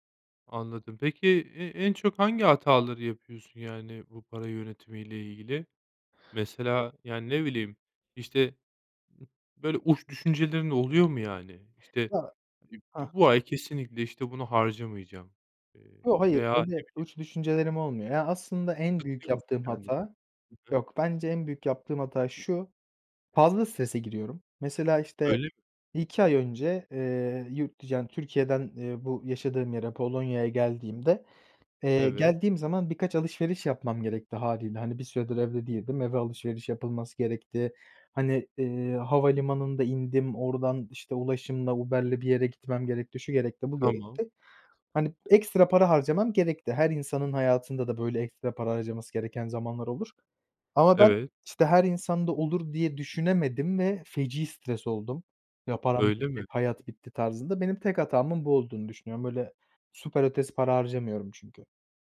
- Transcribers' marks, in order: other background noise; unintelligible speech
- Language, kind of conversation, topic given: Turkish, podcast, Para biriktirmeyi mi, harcamayı mı yoksa yatırım yapmayı mı tercih edersin?